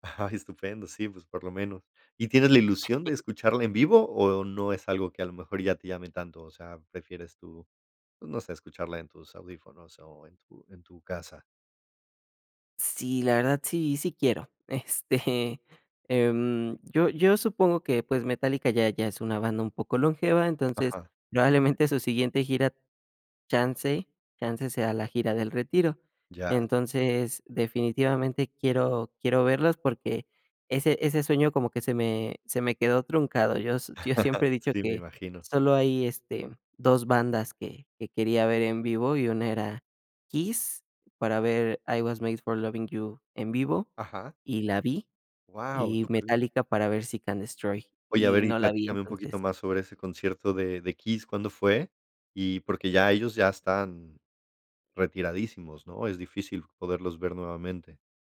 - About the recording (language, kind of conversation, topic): Spanish, podcast, ¿Cuál es tu canción favorita y por qué te conmueve tanto?
- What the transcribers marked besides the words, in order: other background noise; chuckle; laugh